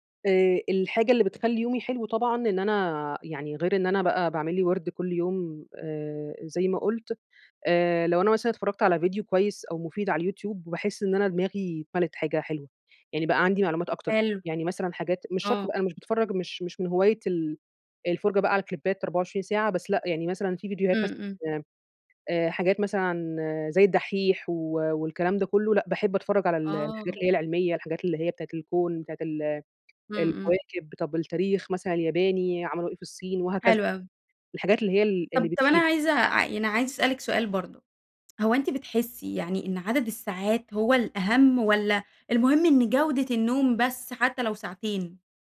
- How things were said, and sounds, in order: tapping; in English: "كليبّات"; other background noise; tsk
- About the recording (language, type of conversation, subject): Arabic, podcast, إيه طقوسك بالليل قبل النوم عشان تنام كويس؟